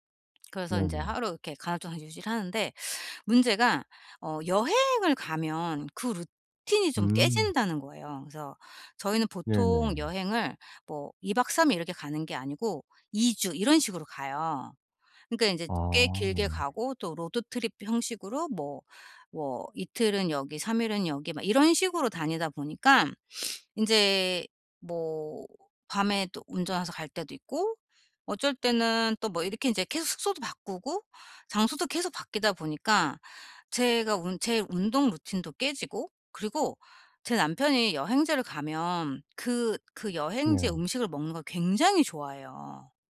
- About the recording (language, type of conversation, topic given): Korean, advice, 여행이나 주말 일정 변화가 있을 때 평소 루틴을 어떻게 조정하면 좋을까요?
- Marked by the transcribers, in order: in English: "로드 트립"; sniff